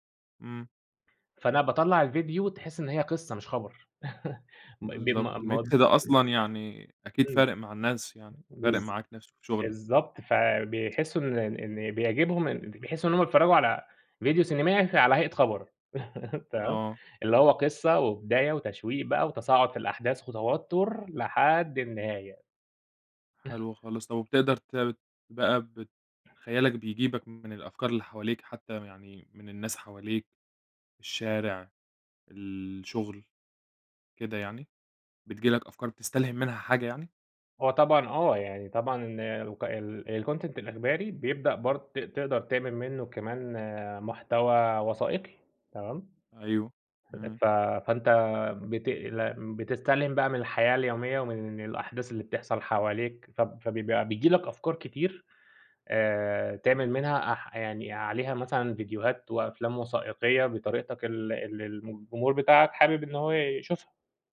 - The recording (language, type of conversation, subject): Arabic, podcast, إيه اللي بيحرّك خيالك أول ما تبتدي مشروع جديد؟
- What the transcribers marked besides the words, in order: chuckle; unintelligible speech; other background noise; in English: "الmix"; laugh; chuckle; tapping; in English: "الcontent"